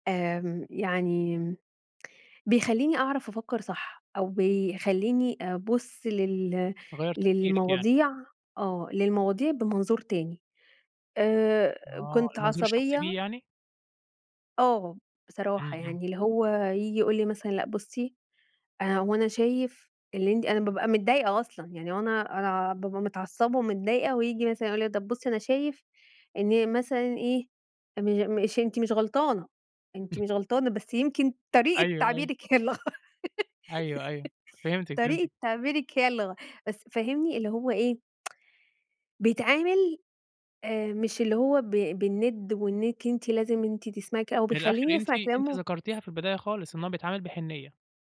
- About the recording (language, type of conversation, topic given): Arabic, podcast, هل قابلت قبل كده حد غيّر نظرتك للحياة؟
- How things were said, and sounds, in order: other noise; laughing while speaking: "هي اللي غ"; tsk